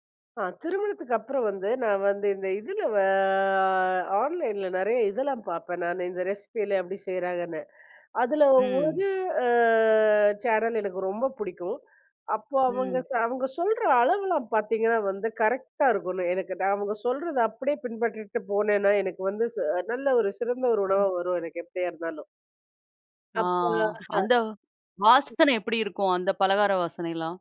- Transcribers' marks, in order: drawn out: "இதுல வ அ"; in English: "ரெசிப்பிலாம்"; drawn out: "அ"; in English: "சேனல்"; unintelligible speech; other background noise; drawn out: "ஆ"
- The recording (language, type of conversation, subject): Tamil, podcast, உணவு சுடும் போது வரும் வாசனைக்கு தொடர்பான ஒரு நினைவை நீங்கள் பகிர முடியுமா?